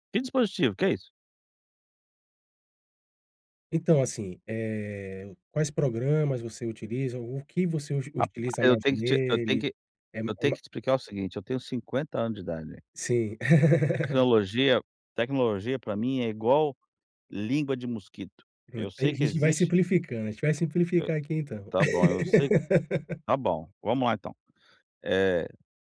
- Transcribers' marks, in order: laugh; laugh
- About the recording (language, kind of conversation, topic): Portuguese, advice, Como posso limpar a bagunça digital e liberar espaço de armazenamento?